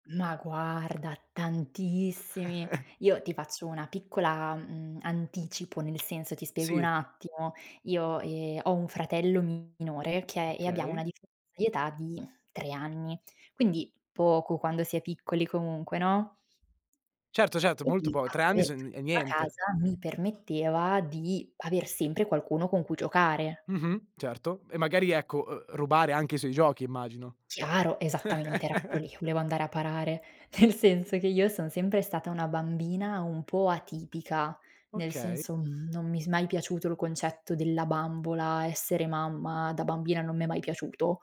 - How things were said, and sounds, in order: chuckle; tapping; unintelligible speech; chuckle; laughing while speaking: "Nel senso che io"; laughing while speaking: "mhmm"
- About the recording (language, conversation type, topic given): Italian, podcast, Quali giochi ti hanno ispirato quando eri bambino?